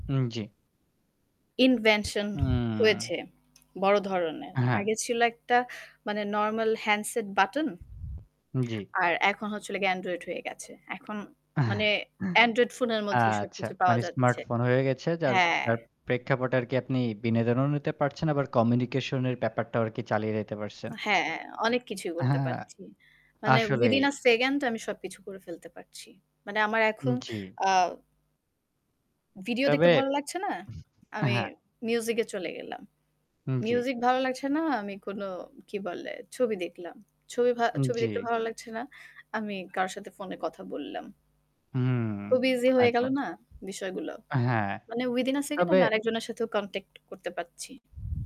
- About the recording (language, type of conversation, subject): Bengali, unstructured, আপনি কীভাবে মনে করেন প্রযুক্তি আমাদের জীবনে কী পরিবর্তন এনেছে?
- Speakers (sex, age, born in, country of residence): female, 30-34, Bangladesh, Bangladesh; male, 20-24, Bangladesh, Bangladesh
- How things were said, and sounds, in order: in English: "invention"; static; in English: "handset"; other background noise; chuckle; "বিনোদনও" said as "বিনেদনও"; distorted speech; in English: "with in a second"; in English: "with in a second"